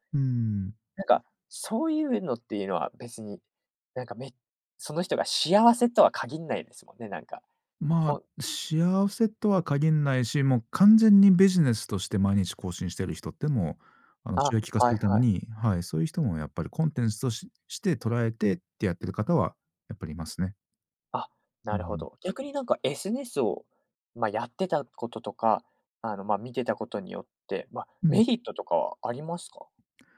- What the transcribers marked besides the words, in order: other background noise; "SNS" said as "エスネス"
- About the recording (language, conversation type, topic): Japanese, podcast, SNSと気分の関係をどう捉えていますか？